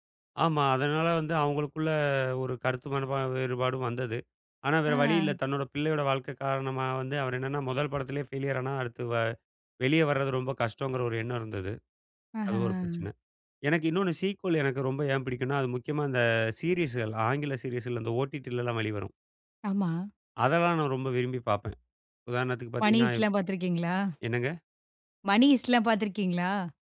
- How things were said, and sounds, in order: in English: "சீக்வல்"; "ஹேய்ஸ்ட்ல்லாம்" said as "பனீஸ்ல்லாம்"; other background noise; "ஹேய்ஸ்ட்ல்லாம்" said as "மணீஸ்லாம்"
- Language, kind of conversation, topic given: Tamil, podcast, ரீமேக்குகள், சீக்வெல்களுக்கு நீங்கள் எவ்வளவு ஆதரவு தருவீர்கள்?